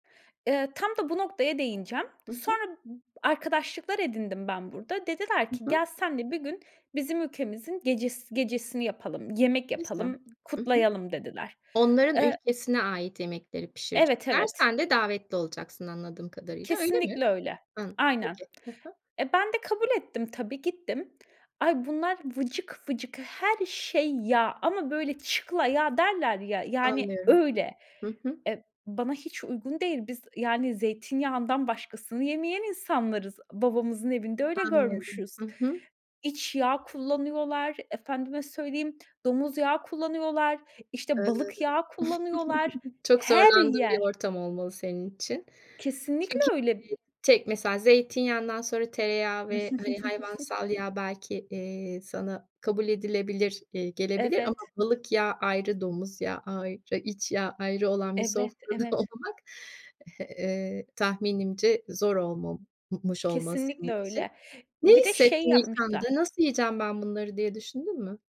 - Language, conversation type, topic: Turkish, podcast, Yemekler üzerinden kültürünü dinleyiciye nasıl anlatırsın?
- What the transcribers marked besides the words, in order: tapping; unintelligible speech; other background noise; chuckle; laughing while speaking: "olmak"